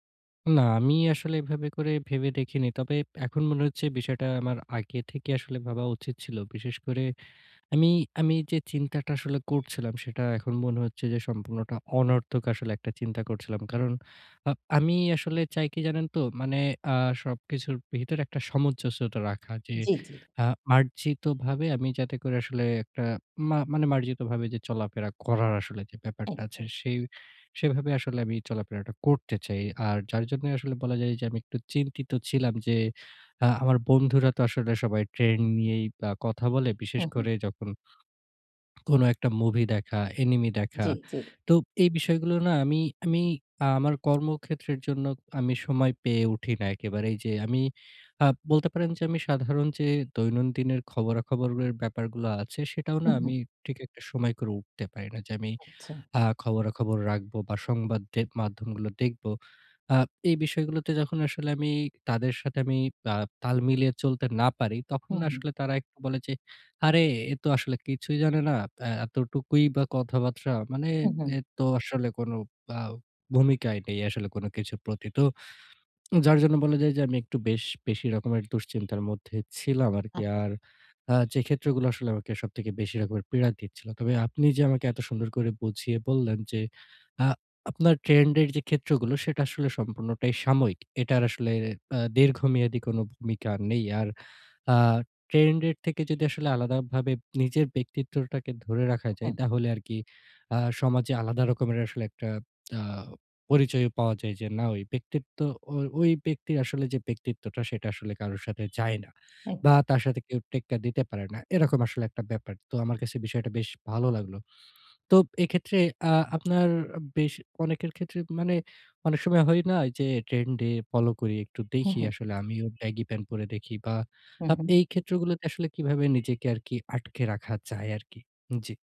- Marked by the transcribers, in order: horn; swallow; in Japanese: "anime"; "খবরাখবরের" said as "খবরাখবররের"; lip smack; lip smack; lip smack; lip smack; in English: "baggy pant"
- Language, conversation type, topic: Bengali, advice, ট্রেন্ড মেনে চলব, নাকি নিজের স্টাইল ধরে রাখব?